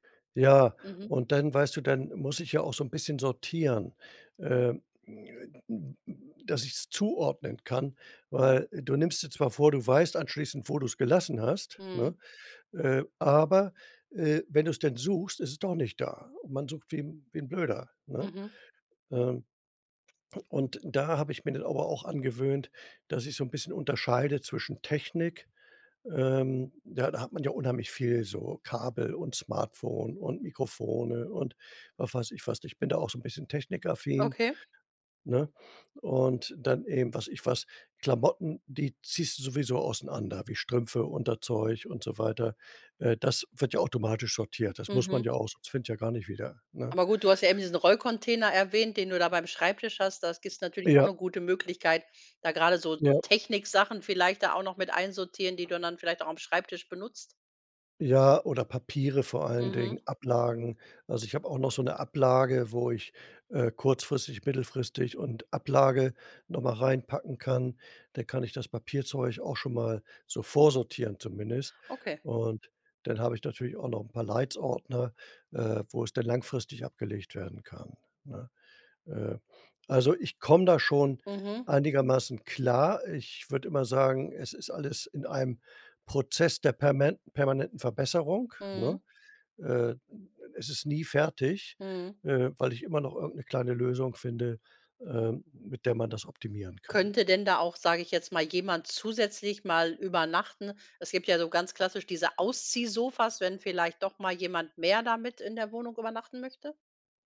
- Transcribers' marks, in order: none
- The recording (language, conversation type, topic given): German, podcast, Wie schaffst du Platz in einer kleinen Wohnung?